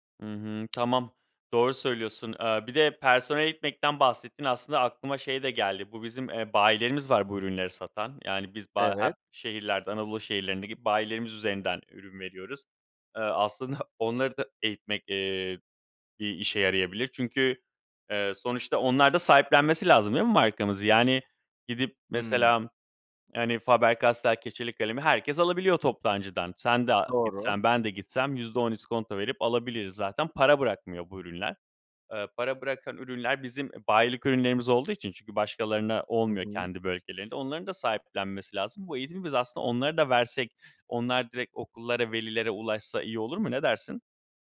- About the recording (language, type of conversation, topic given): Turkish, advice, Müşteri şikayetleriyle başa çıkmakta zorlanıp moralim bozulduğunda ne yapabilirim?
- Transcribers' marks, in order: none